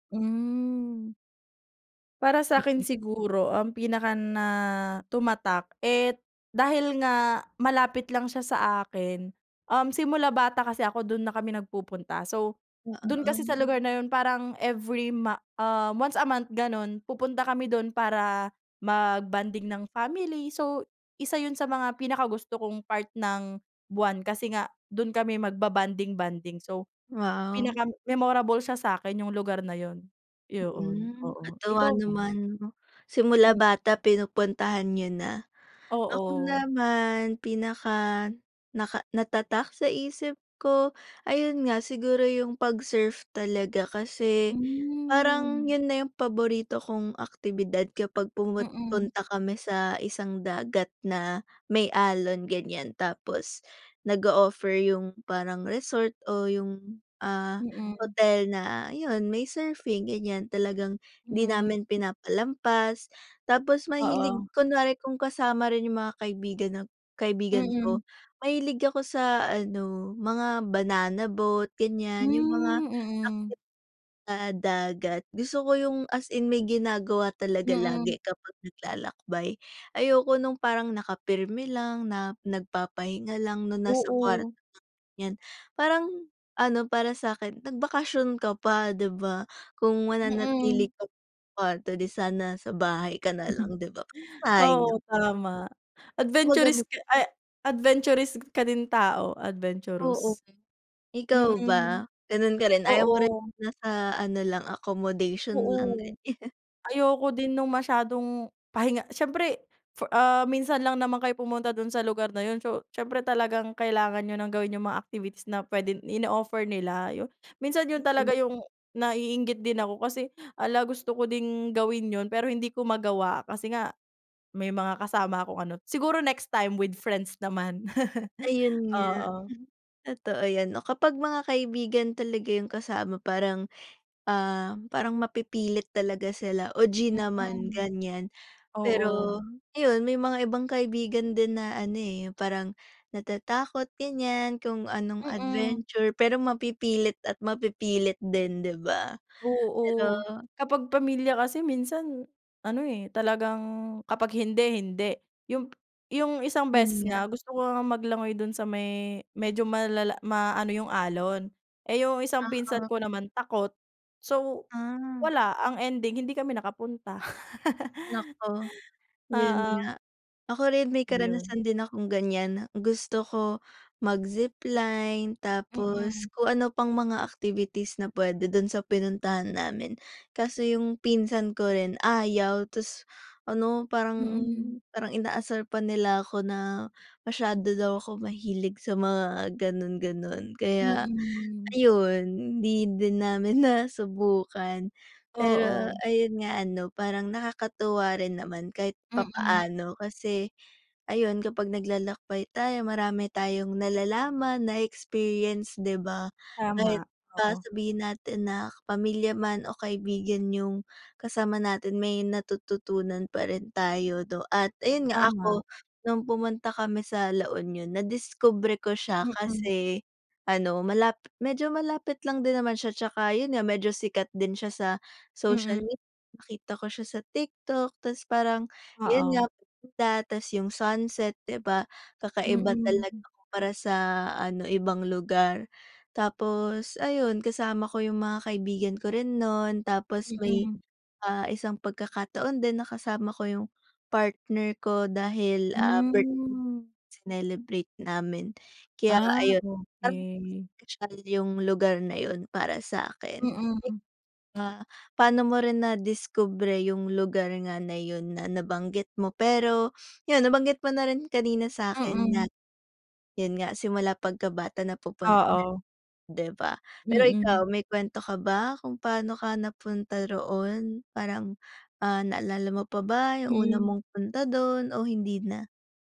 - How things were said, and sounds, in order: drawn out: "Hmm"; other noise; tapping; drawn out: "Mm"; other background noise; chuckle; chuckle; wind; laugh; chuckle; drawn out: "Hmm"; background speech; sniff
- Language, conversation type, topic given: Filipino, unstructured, Ano ang paborito mong lugar na napuntahan, at bakit?